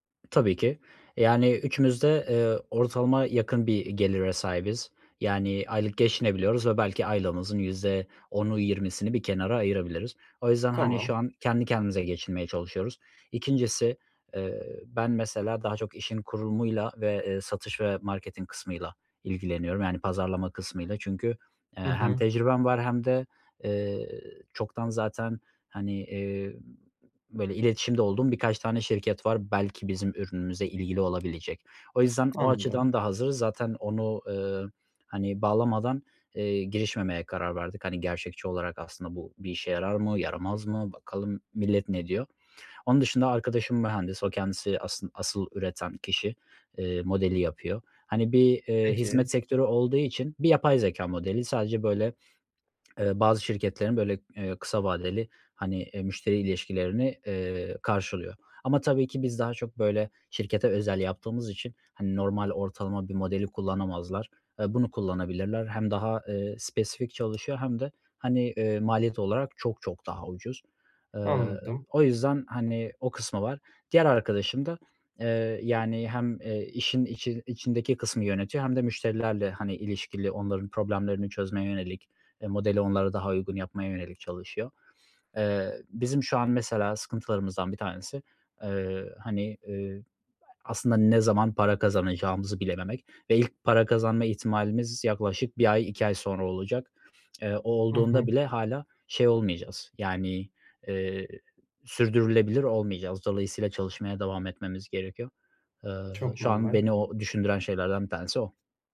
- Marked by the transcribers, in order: other background noise; in English: "marketing"; swallow; tapping
- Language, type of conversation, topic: Turkish, advice, Kaynakları işimde daha verimli kullanmak için ne yapmalıyım?